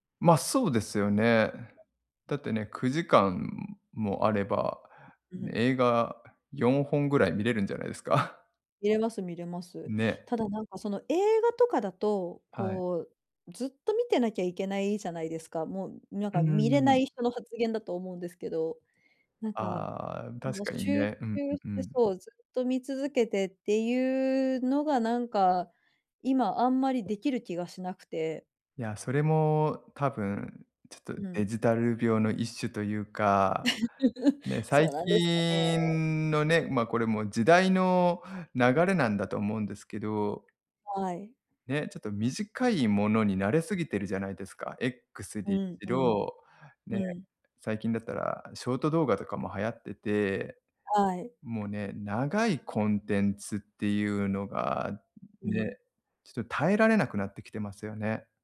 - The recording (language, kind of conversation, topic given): Japanese, advice, デジタル疲れで映画や音楽を楽しめないとき、どうすればいいですか？
- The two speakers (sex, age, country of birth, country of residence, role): female, 40-44, Japan, Japan, user; male, 40-44, Japan, Japan, advisor
- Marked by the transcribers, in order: other background noise; other noise; chuckle; groan